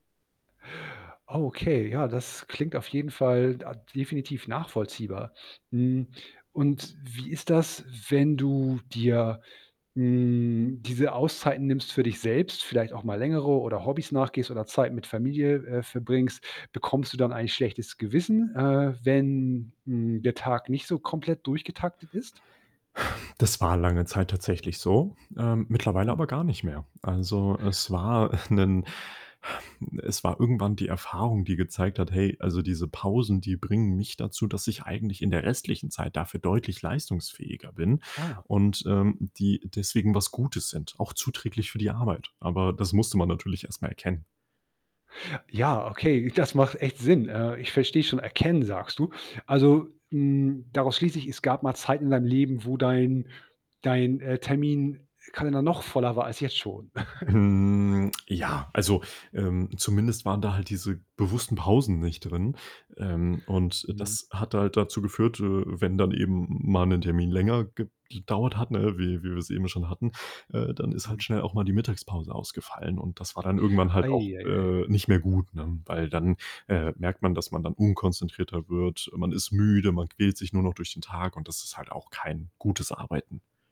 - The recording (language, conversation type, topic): German, podcast, Wie findest du trotz eines vollen Terminkalenders Zeit für dich?
- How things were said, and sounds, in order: mechanical hum; other background noise; chuckle; sigh; chuckle; distorted speech